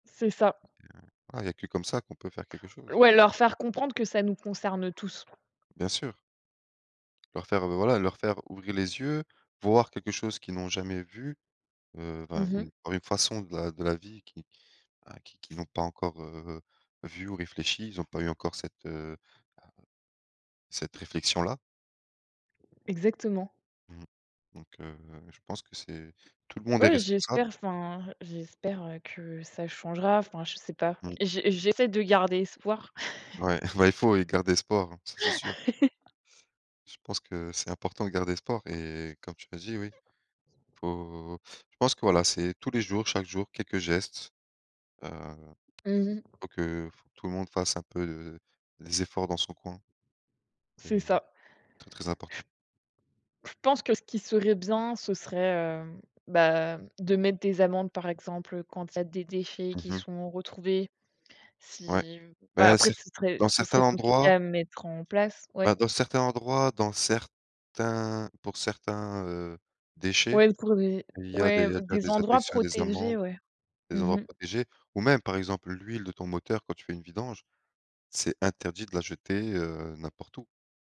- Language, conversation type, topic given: French, unstructured, Pourquoi les océans sont-ils essentiels à la vie sur Terre ?
- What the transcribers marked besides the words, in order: tapping; other background noise; chuckle; unintelligible speech